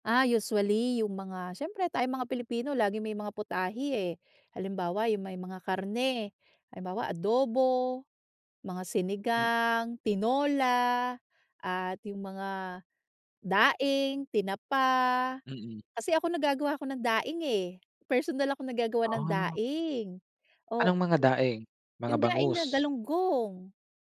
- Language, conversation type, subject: Filipino, podcast, Ano ang ginagawa mo para maging hindi malilimutan ang isang pagkain?
- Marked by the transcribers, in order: none